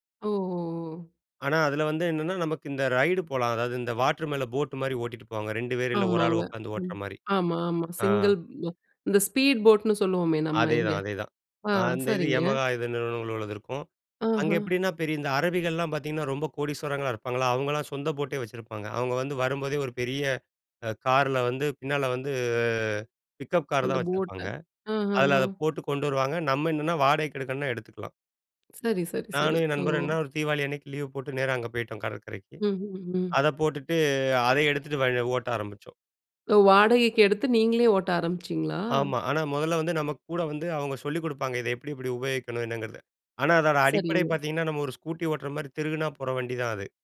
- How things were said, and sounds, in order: unintelligible speech
- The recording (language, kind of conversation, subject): Tamil, podcast, ஒரு பெரிய சாகச அனுபவம் குறித்து பகிர முடியுமா?